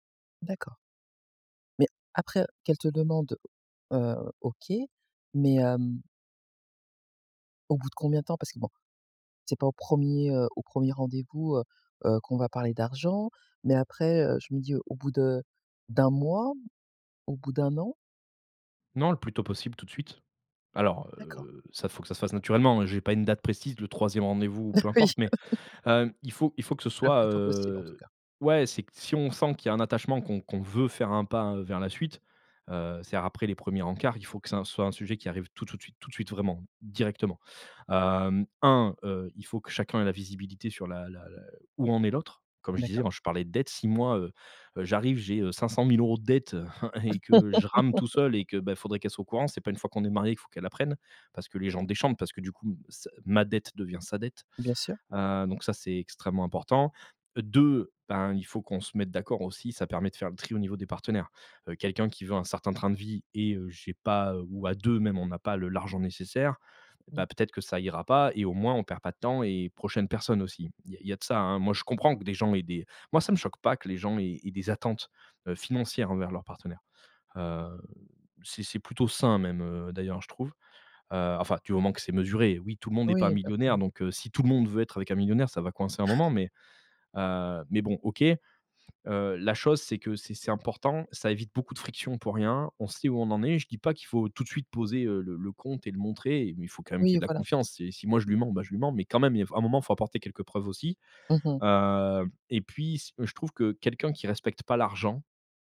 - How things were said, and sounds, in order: laughing while speaking: "Bah, oui !"; stressed: "veut"; "ça" said as "sin"; stressed: "un"; chuckle; laugh; chuckle
- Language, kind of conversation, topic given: French, podcast, Comment parles-tu d'argent avec ton partenaire ?